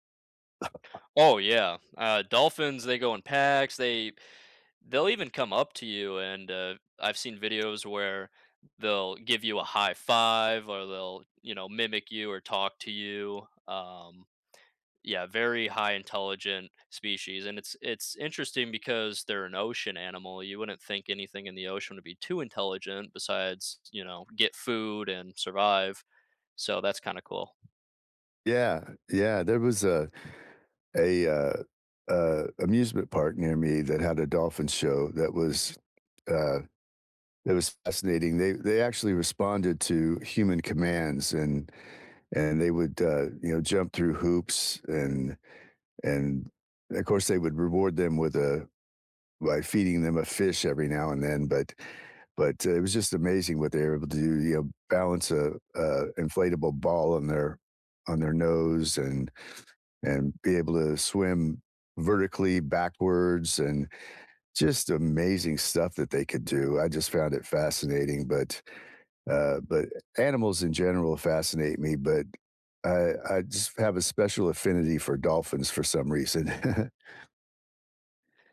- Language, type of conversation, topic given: English, unstructured, What makes pets such good companions?
- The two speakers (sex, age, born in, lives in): male, 20-24, United States, United States; male, 60-64, United States, United States
- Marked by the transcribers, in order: cough; tapping; stressed: "too"; chuckle